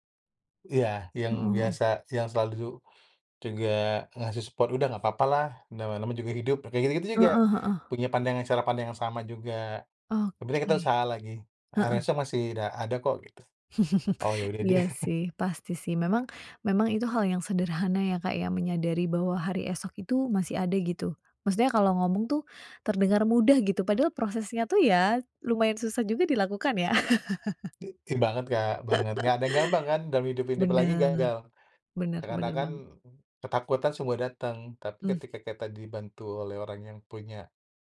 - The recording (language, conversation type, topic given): Indonesian, podcast, Bisa ceritakan kegagalan yang justru membuat kamu tumbuh?
- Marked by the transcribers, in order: in English: "support"; other background noise; chuckle; laugh